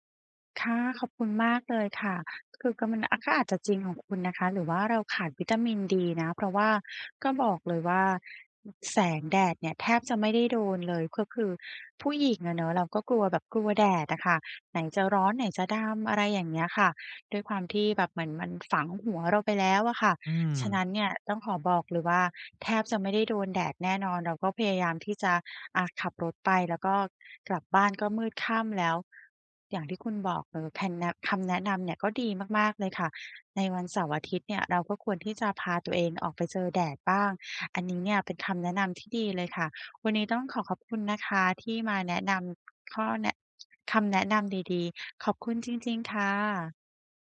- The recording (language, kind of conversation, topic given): Thai, advice, จะทำอย่างไรให้ตื่นเช้าทุกวันอย่างสดชื่นและไม่ง่วง?
- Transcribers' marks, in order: none